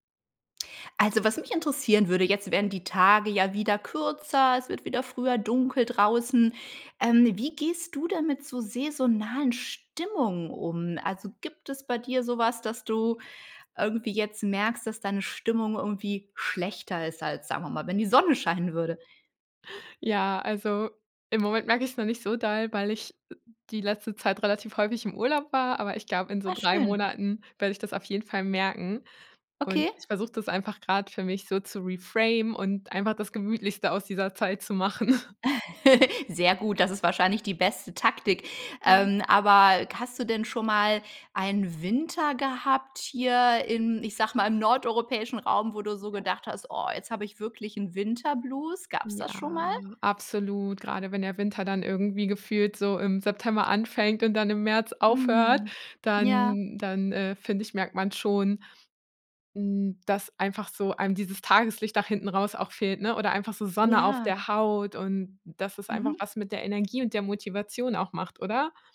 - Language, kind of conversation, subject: German, podcast, Wie gehst du mit saisonalen Stimmungen um?
- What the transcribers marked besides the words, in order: in English: "reframen"; chuckle; unintelligible speech; drawn out: "Ja"